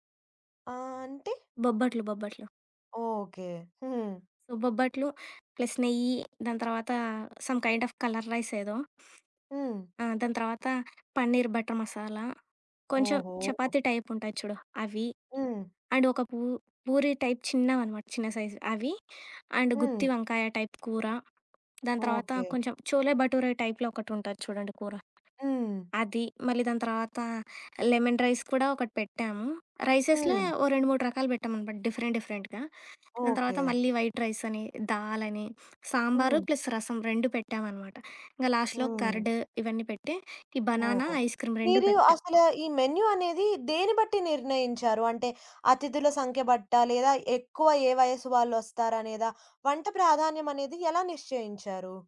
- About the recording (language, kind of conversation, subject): Telugu, podcast, వేడుక కోసం మీరు మెనూని ఎలా నిర్ణయిస్తారు?
- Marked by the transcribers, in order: tapping; other background noise; in English: "ప్లస్"; in English: "సమ్ కైండ్ ఆఫ్ కలర్ రైస్"; in English: "పన్నీర్ బటర్"; in English: "టైప్"; in English: "అండ్"; in English: "టైప్"; in English: "అండ్"; in English: "టైప్"; in English: "టైప్‌లో"; in English: "లెమన్ రైస్"; in English: "రైసెస్‌ల"; in English: "డిఫరెంట్ డిఫరెంట్‌గా"; in English: "వైట్ రైస్"; in English: "ప్లస్"; in English: "లాస్ట్‌లో కర్డ్"; in English: "బనానా ఐస్‌క్రీమ్"; in English: "మెన్యూ"